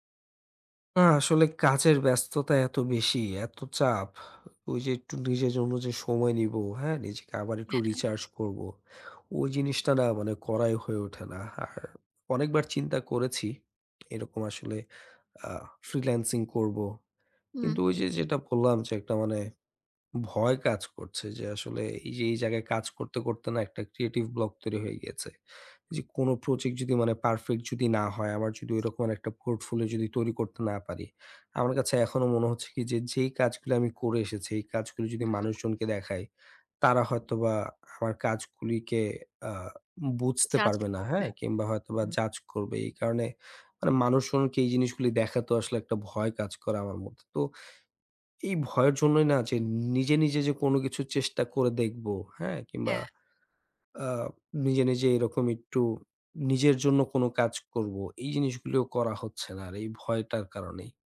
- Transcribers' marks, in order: other background noise; background speech
- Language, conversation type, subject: Bengali, advice, পারফেকশনিজমের কারণে সৃজনশীলতা আটকে যাচ্ছে